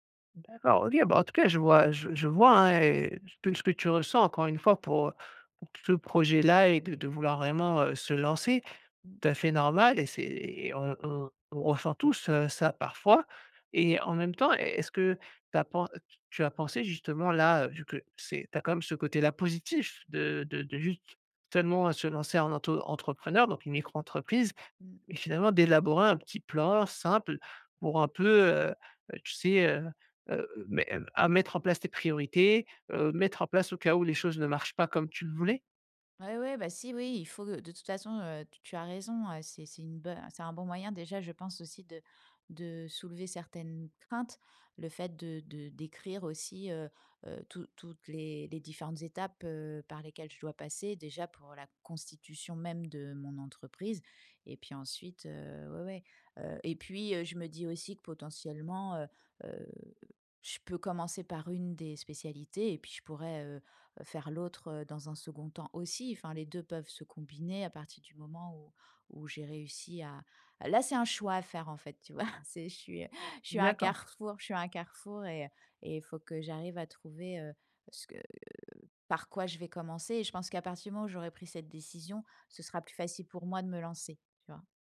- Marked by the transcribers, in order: stressed: "positif"; other background noise; laughing while speaking: "tu vois ?"; chuckle
- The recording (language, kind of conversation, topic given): French, advice, Comment gérer la crainte d’échouer avant de commencer un projet ?